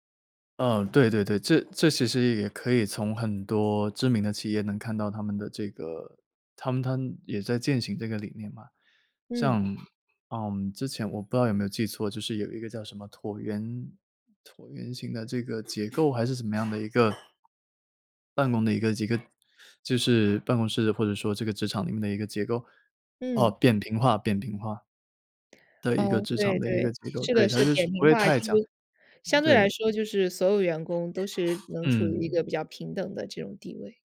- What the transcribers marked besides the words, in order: other noise; tapping
- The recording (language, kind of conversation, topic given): Chinese, podcast, 你怎么看待事业成功不再只用钱来衡量这件事？